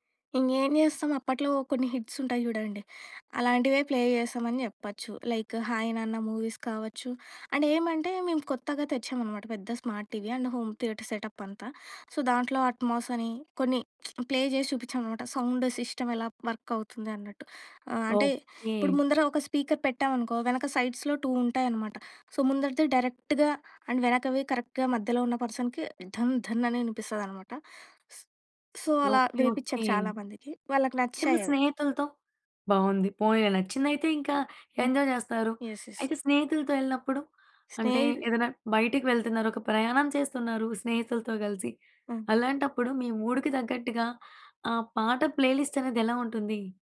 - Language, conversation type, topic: Telugu, podcast, మీరు కలిసి పంచుకునే పాటల జాబితాను ఎలా తయారుచేస్తారు?
- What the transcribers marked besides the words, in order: in English: "ప్లే"; in English: "మూవీస్"; in English: "స్మార్ట్ టీవి అండ్ హోమ్ థియేటర్ సెటప్"; in English: "సో"; lip smack; in English: "ప్లే"; in English: "స్పీకర్"; in English: "సైడ్స్‌లో టూ"; in English: "సో"; in English: "డైరెక్ట్‌గా, అండ్"; in English: "కరెక్ట్‌గా"; in English: "పర్సన్‍కి"; in English: "సో"; other background noise; in English: "ఎంజాయ్"; in English: "యెస్. యెస్"